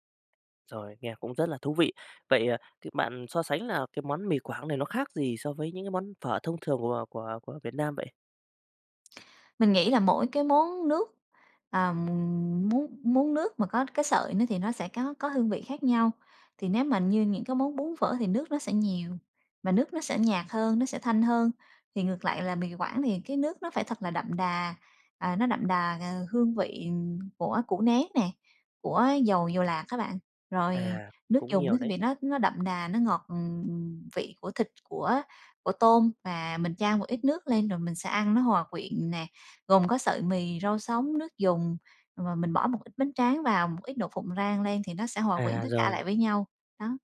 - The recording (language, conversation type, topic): Vietnamese, podcast, Món ăn gia truyền nào khiến bạn nhớ nhà nhất?
- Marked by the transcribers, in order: none